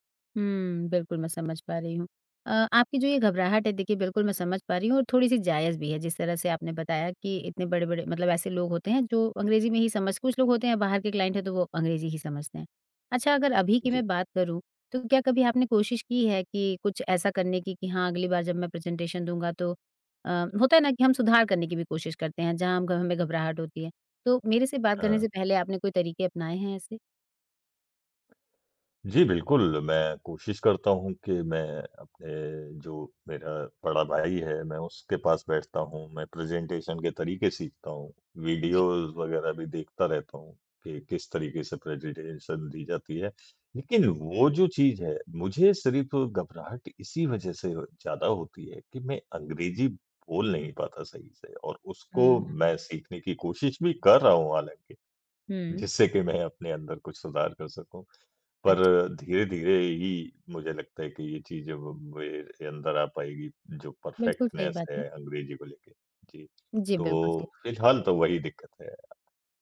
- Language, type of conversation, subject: Hindi, advice, प्रेज़ेंटेशन या मीटिंग से पहले आपको इतनी घबराहट और आत्मविश्वास की कमी क्यों महसूस होती है?
- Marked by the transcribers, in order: in English: "क्लाइंट"; in English: "प्रेज़ेंटेशन"; in English: "प्रेज़ेंटेशन"; in English: "वीडियोज़"; in English: "प्रेज़ेंटेशन"; laughing while speaking: "जिससे कि"; tapping; in English: "परफ़ेक्टनेस"